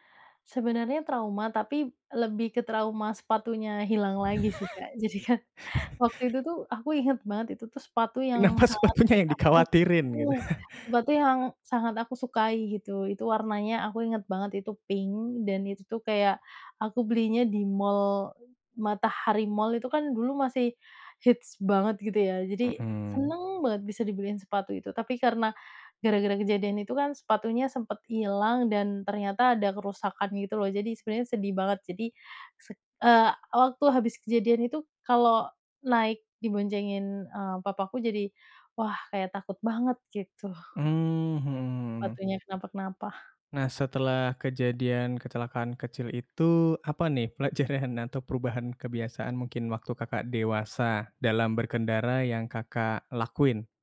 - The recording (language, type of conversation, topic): Indonesian, podcast, Pernahkah Anda mengalami kecelakaan ringan saat berkendara, dan bagaimana ceritanya?
- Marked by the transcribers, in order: laugh; laughing while speaking: "jadikan"; laughing while speaking: "Kenapa sepatunya yang dikhawatirin gitu?"; unintelligible speech; laughing while speaking: "pelajaran"